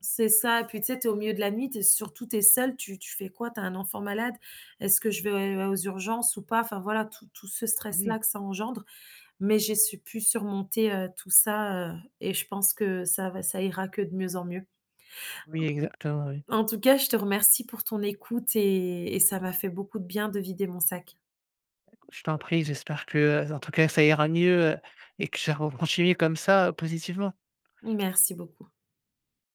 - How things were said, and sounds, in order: none
- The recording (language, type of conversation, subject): French, advice, Comment avez-vous vécu la naissance de votre enfant et comment vous êtes-vous adapté(e) à la parentalité ?